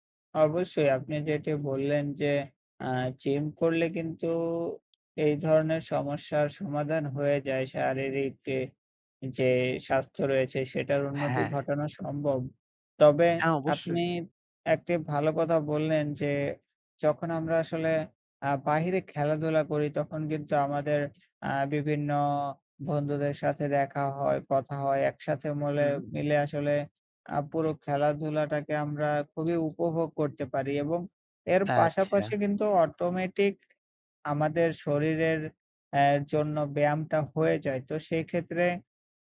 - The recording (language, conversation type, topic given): Bengali, unstructured, খেলাধুলা করা মানসিক চাপ কমাতে সাহায্য করে কিভাবে?
- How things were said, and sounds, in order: wind; tapping